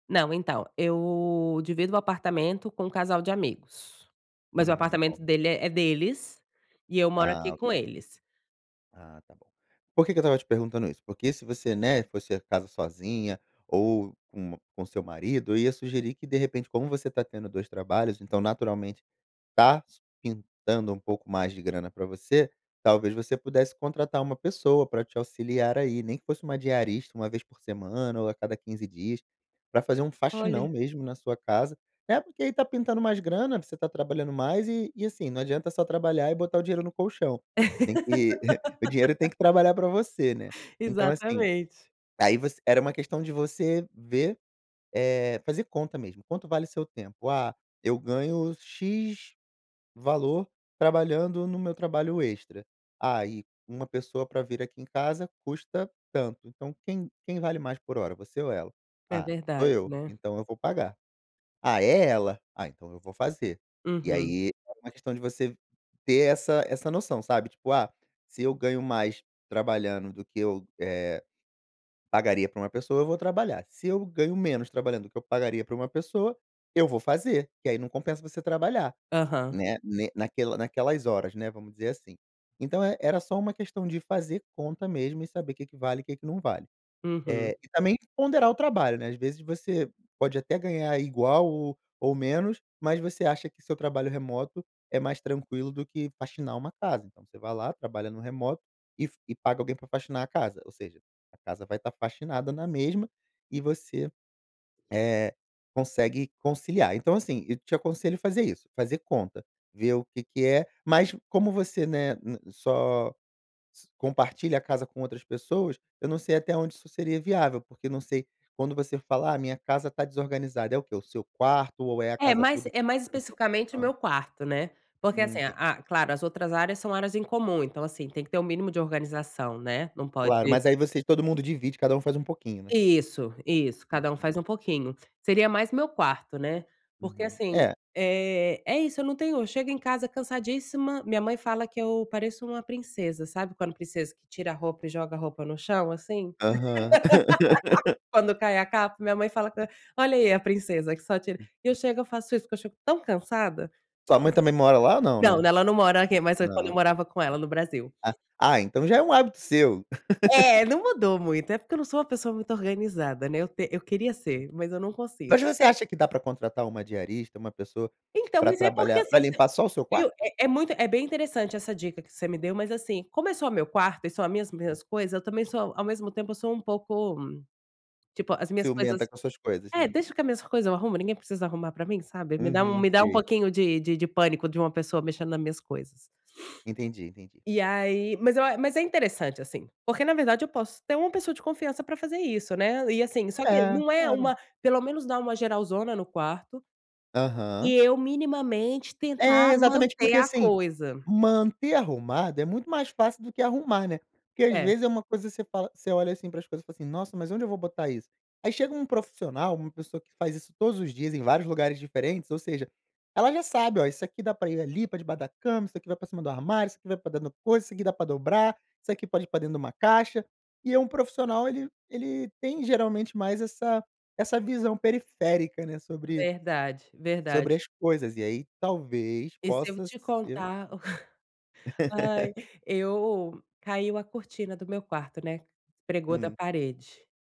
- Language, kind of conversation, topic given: Portuguese, advice, Como posso lidar com a sobrecarga de tarefas e a falta de tempo para trabalho concentrado?
- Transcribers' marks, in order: laugh; chuckle; other background noise; laugh; other noise; laugh; sniff; laugh